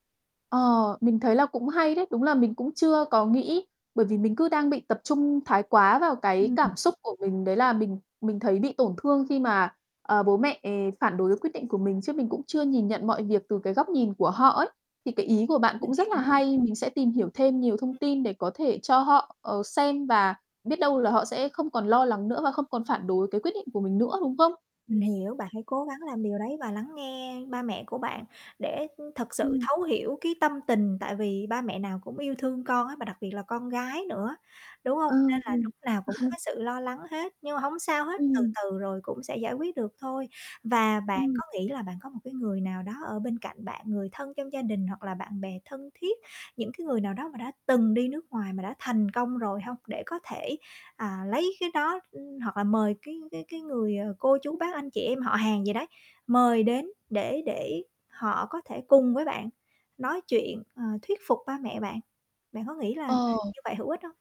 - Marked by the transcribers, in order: static; distorted speech; other background noise; other noise; mechanical hum; chuckle; tapping
- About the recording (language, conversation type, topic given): Vietnamese, advice, Tôi nên làm gì khi bị gia đình chỉ trích về những quyết định trong cuộc sống của mình?